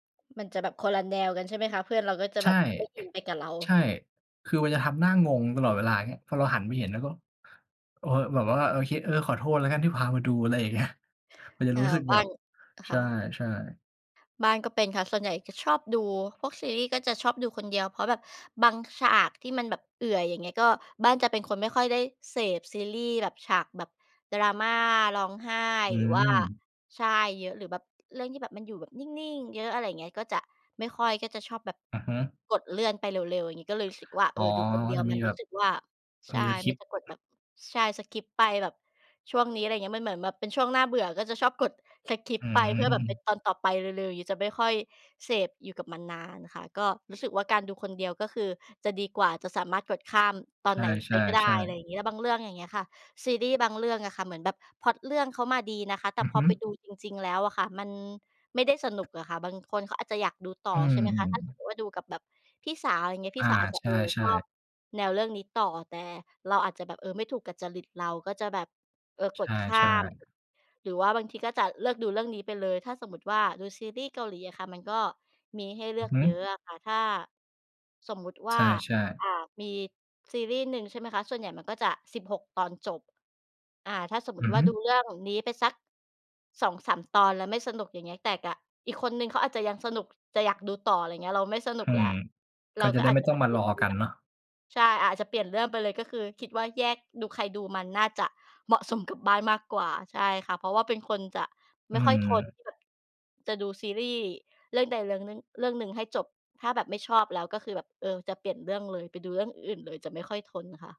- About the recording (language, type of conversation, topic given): Thai, unstructured, คุณชอบดูหนังหรือซีรีส์แนวไหนมากที่สุด?
- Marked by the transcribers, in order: tapping; laughing while speaking: "เงี้ย"; in English: "Skip"; other background noise; in English: "Skip"; in English: "Skip"; laughing while speaking: "อืม"; other noise; laughing while speaking: "เหมาะสม"